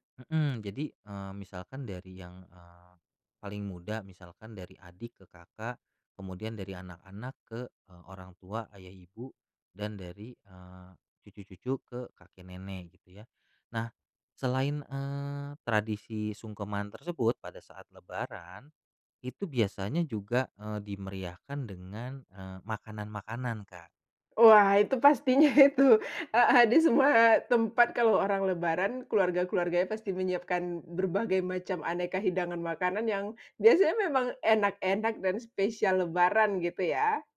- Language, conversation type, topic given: Indonesian, podcast, Bagaimana tradisi minta maaf saat Lebaran membantu rekonsiliasi keluarga?
- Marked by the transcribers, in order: chuckle